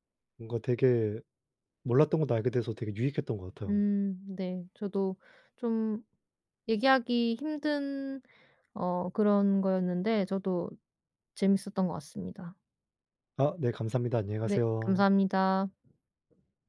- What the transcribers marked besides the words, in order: tapping
- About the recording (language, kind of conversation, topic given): Korean, unstructured, 기후 변화로 인해 사라지는 동물들에 대해 어떻게 느끼시나요?